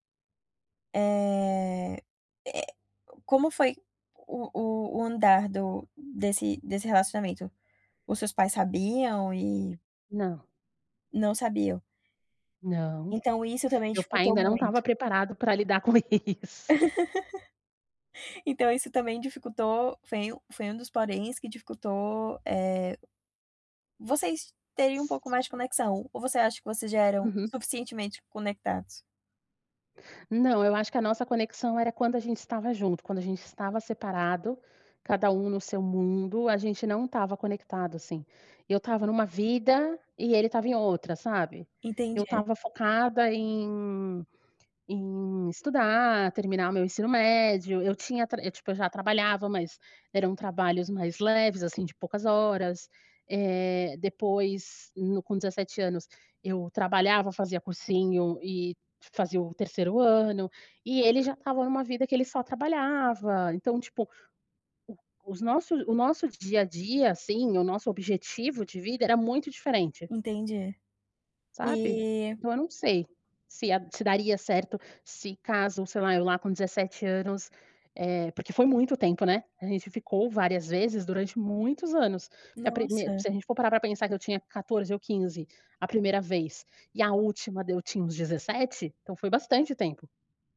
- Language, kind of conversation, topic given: Portuguese, podcast, Que faixa marcou seu primeiro amor?
- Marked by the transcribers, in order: drawn out: "eh"; laughing while speaking: "pra lidar com isso"; laugh; chuckle; tapping; other background noise